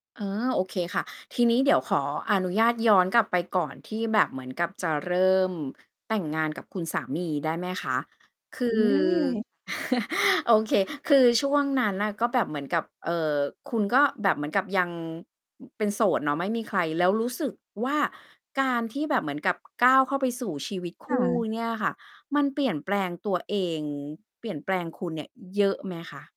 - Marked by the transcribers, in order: other background noise; chuckle; distorted speech
- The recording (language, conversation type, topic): Thai, podcast, คุณมีวิธีรักษาความสัมพันธ์ให้ดีอยู่เสมออย่างไร?